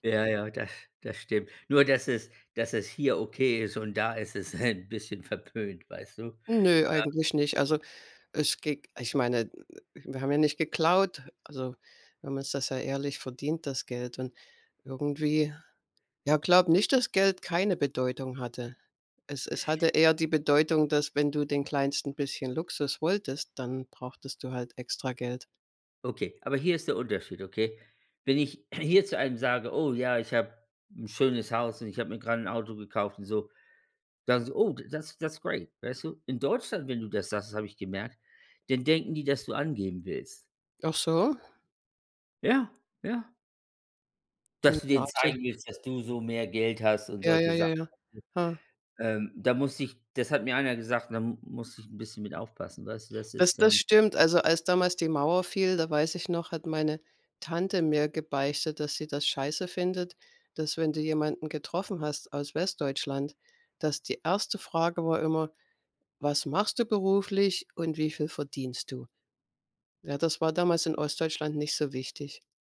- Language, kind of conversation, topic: German, unstructured, Wie sparst du am liebsten Geld?
- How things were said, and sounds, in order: laughing while speaking: "ein"; throat clearing; in English: "Oh t that's that's great"